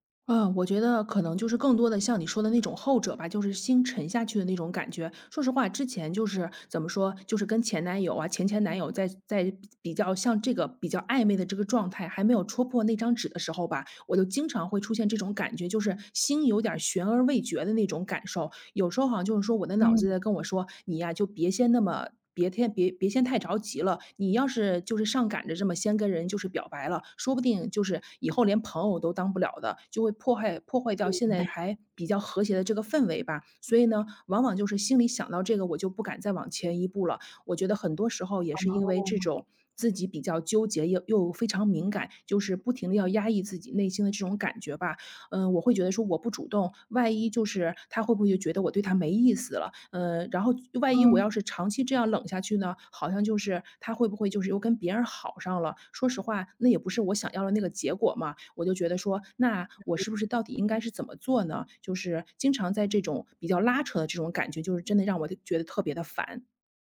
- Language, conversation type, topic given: Chinese, advice, 我该如何表达我希望关系更亲密的需求，又不那么害怕被对方拒绝？
- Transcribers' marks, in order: unintelligible speech